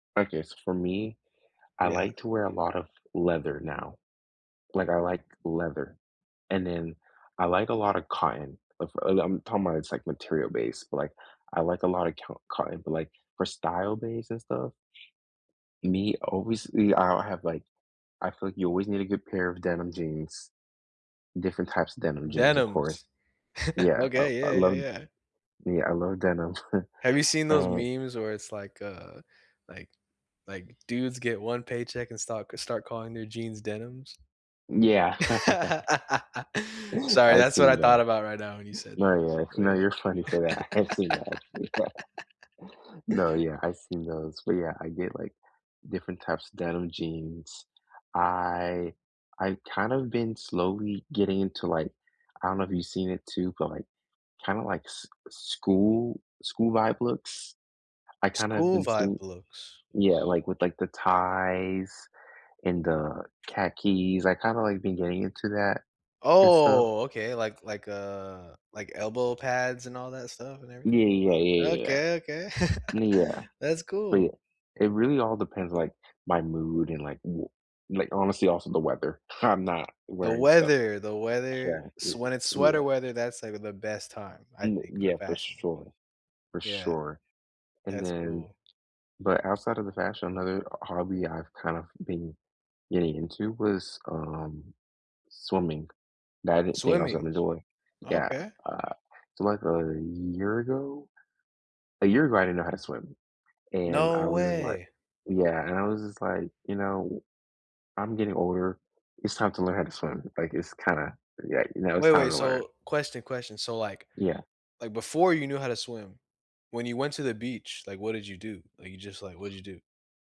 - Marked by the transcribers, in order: chuckle; other background noise; tapping; chuckle; laugh; chuckle; background speech; laugh; chuckle; laugh; drawn out: "I"; laugh; laughing while speaking: "I'm not"; surprised: "No way"
- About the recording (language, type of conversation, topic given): English, unstructured, What’s a hobby that surprised you by how much you enjoyed it?
- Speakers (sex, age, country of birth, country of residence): male, 20-24, United States, United States; male, 20-24, United States, United States